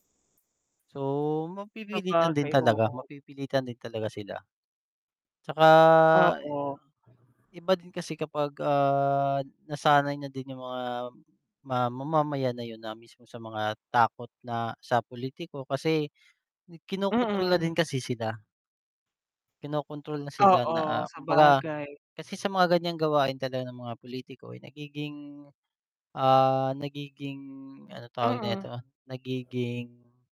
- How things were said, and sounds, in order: static; other background noise
- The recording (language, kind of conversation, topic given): Filipino, unstructured, Ano ang masasabi mo sa mga pulitikong gumagamit ng takot para makuha ang boto ng mga tao?